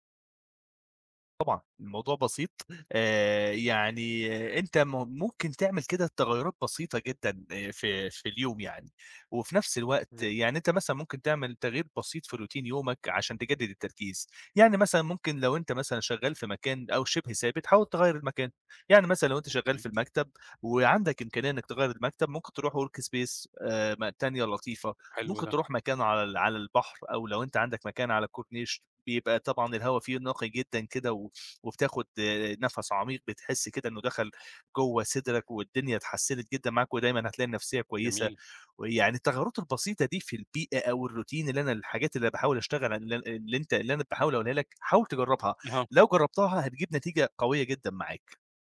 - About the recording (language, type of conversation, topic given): Arabic, advice, إزاي الإرهاق والاحتراق بيخلّوا الإبداع شبه مستحيل؟
- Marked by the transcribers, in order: in English: "Routine"; in English: "Work space"; other background noise; in English: "الRoutine"